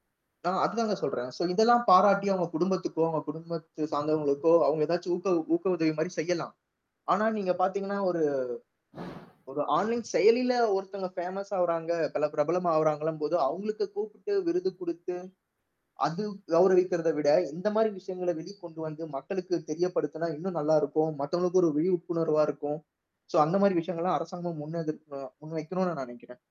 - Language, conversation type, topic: Tamil, podcast, ஒரு சமூகத்தில் செய்யப்படும் சிறிய உதவிகள் எப்படி பெரிய மாற்றத்தை உருவாக்கும் என்று நீங்கள் நினைக்கிறீர்கள்?
- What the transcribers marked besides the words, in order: in English: "சோ"; other background noise; tapping; in English: "ஆன்லைன்"; in English: "பேமஸ்"; static; in English: "சோ"